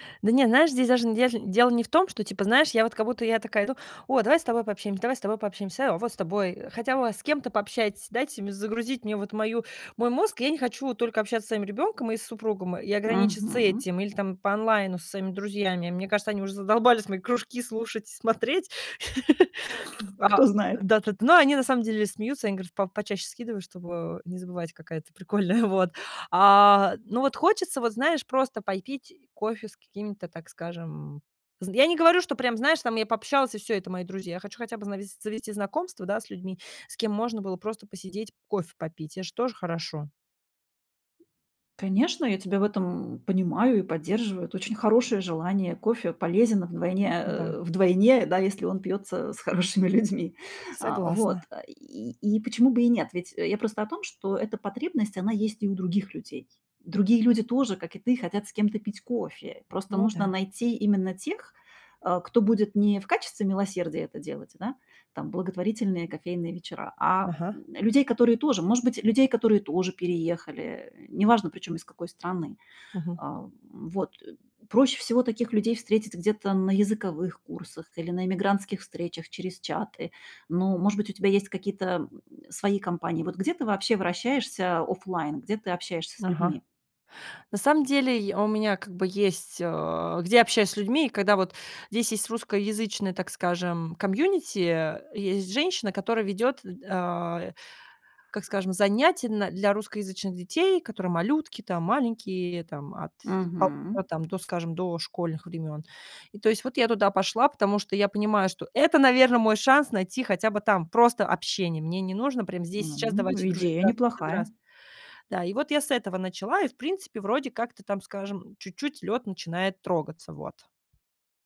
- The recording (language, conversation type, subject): Russian, advice, Какие трудности возникают при попытках завести друзей в чужой культуре?
- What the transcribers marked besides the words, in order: "знаешь" said as "наешь"; laughing while speaking: "задолбались мои кружки слушать"; other background noise; laughing while speaking: "Кто знает?"; chuckle; laughing while speaking: "прикольная, вот"; laughing while speaking: "хорошими людьми"; tapping